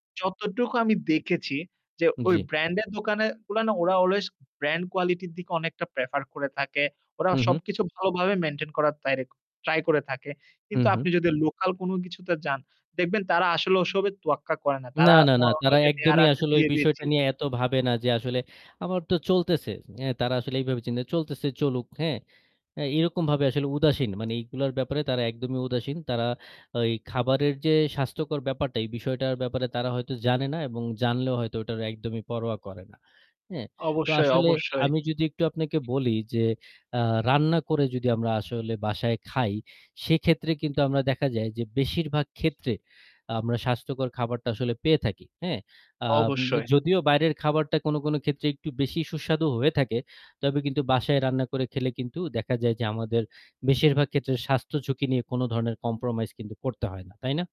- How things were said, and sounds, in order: static; in English: "ব্র্যান্ড"; in English: "অলওয়েজ ব্র্যান্ড কোয়ালিটি"; in English: "প্রেফার"; in English: "মেইনটেইন"; unintelligible speech; in English: "ট্রাই"; in English: "কম্প্রোমাইজ"
- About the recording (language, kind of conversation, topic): Bengali, unstructured, আপনার কি খাবার রান্না করতে বেশি ভালো লাগে, নাকি বাইরে খেতে?